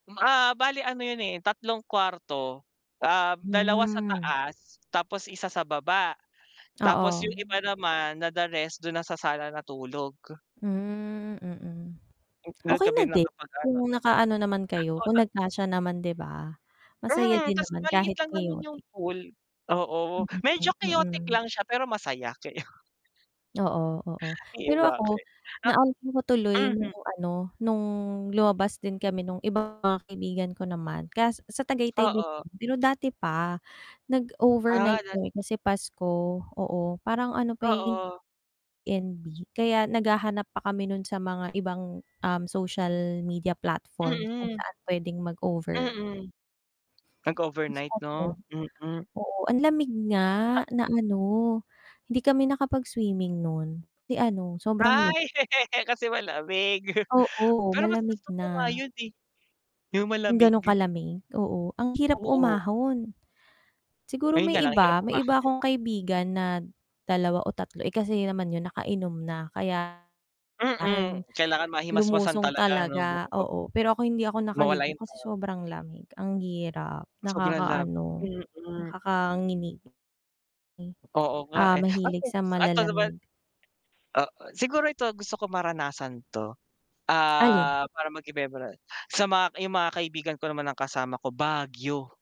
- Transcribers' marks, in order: tapping; distorted speech; unintelligible speech; chuckle; other background noise; static; wind; laugh; chuckle; chuckle; mechanical hum
- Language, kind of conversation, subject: Filipino, unstructured, Ano ang pinakatumatak na karanasan mo kasama ang mga kaibigan?